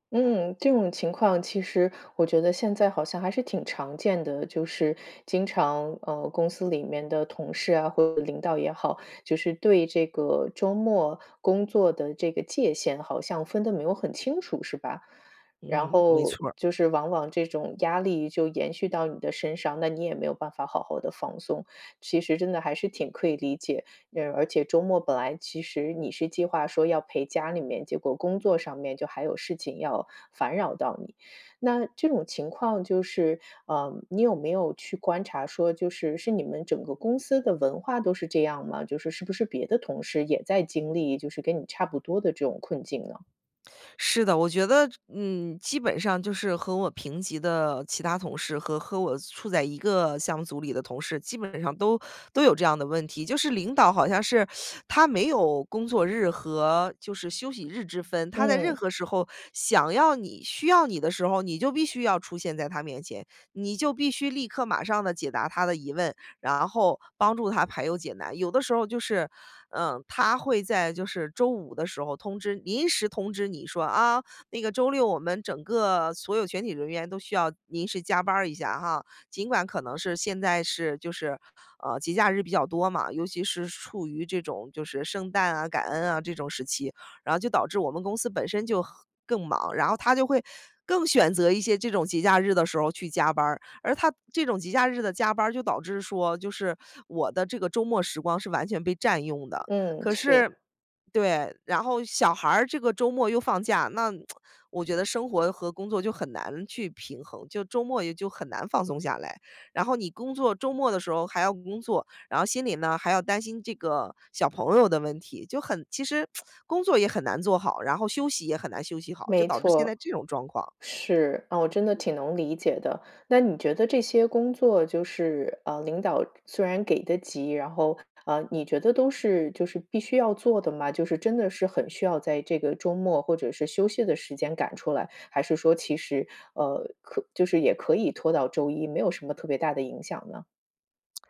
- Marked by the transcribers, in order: lip smack; lip smack
- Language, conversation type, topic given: Chinese, advice, 为什么我周末总是放不下工作，无法真正放松？